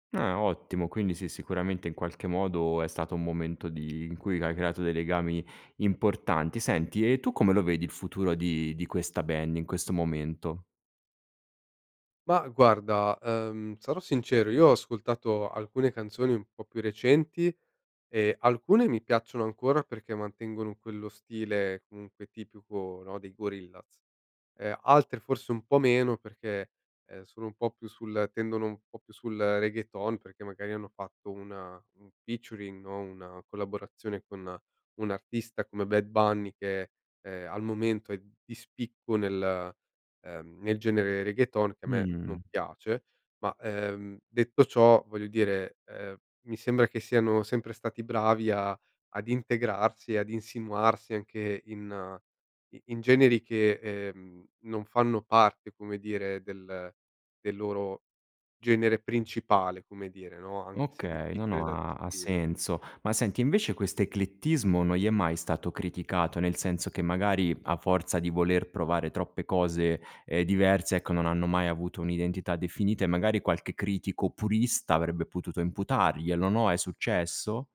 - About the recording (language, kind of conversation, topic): Italian, podcast, Ci parli di un artista che unisce culture diverse nella sua musica?
- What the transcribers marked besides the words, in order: in English: "featuring"